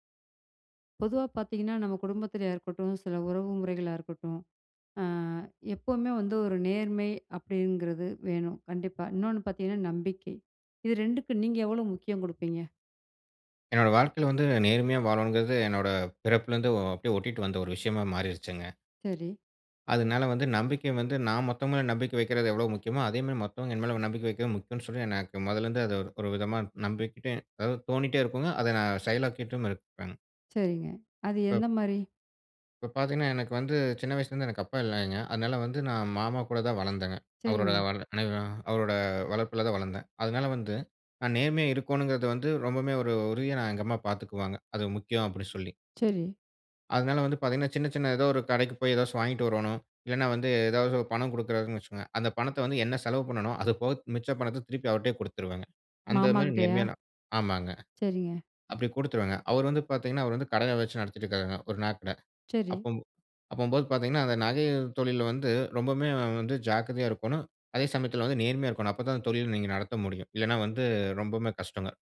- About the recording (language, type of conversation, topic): Tamil, podcast, நேர்மை நம்பிக்கைக்கு எவ்வளவு முக்கியம்?
- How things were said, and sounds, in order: none